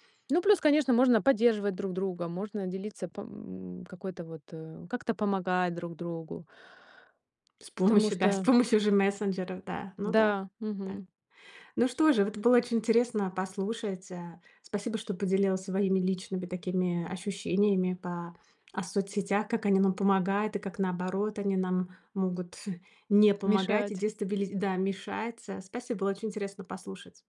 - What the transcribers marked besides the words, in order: none
- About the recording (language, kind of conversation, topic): Russian, podcast, Как социальные сети меняют реальные взаимоотношения?